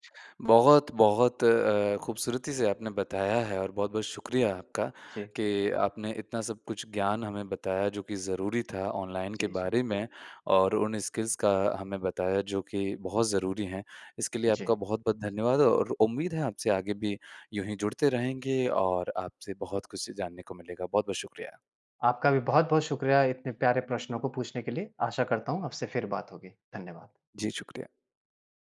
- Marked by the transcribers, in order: in English: "स्किल्स"
- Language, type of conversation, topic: Hindi, podcast, ऑनलाइन सीखने से आपकी पढ़ाई या कौशल में क्या बदलाव आया है?